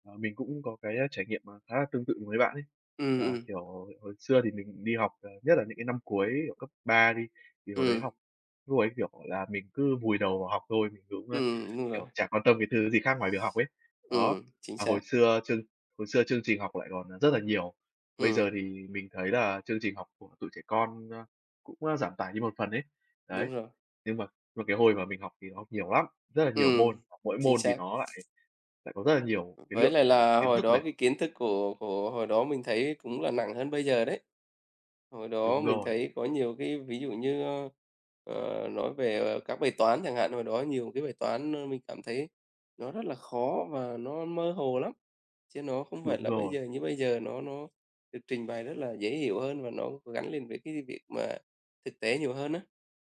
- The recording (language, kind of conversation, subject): Vietnamese, unstructured, Bạn nghĩ gì về áp lực học tập hiện nay trong nhà trường?
- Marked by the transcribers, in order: tapping; other background noise; other noise